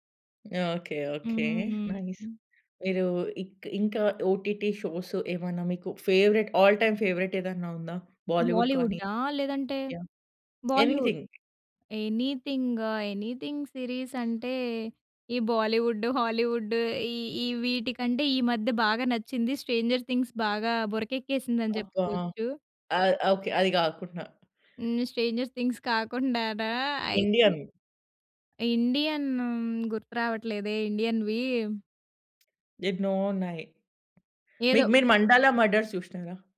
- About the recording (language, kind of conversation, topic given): Telugu, podcast, స్థానిక సినిమా మరియు బోలీవుడ్ సినిమాల వల్ల సమాజంపై పడుతున్న ప్రభావం ఎలా మారుతోందని మీకు అనిపిస్తుంది?
- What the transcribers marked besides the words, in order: in English: "నైస్"; in English: "ఓటీటి షోస్"; in English: "ఫేవరైట్ ఆల్ టైమ్ ఫేవరైట్"; in English: "బాలీవుడ్"; in English: "బాలీవుడ్. ఎనిథింగ్, ఎనిథింగ్ సీరీస్"; in English: "ఎనిథింగ్"; tapping